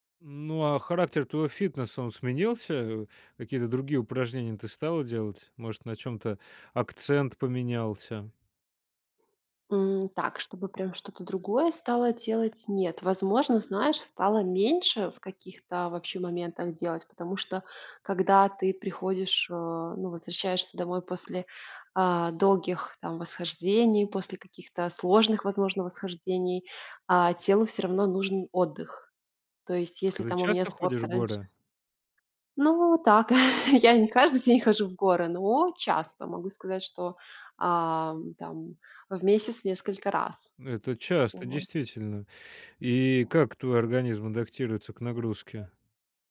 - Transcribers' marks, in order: chuckle; other background noise
- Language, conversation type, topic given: Russian, podcast, Какие планы или мечты у тебя связаны с хобби?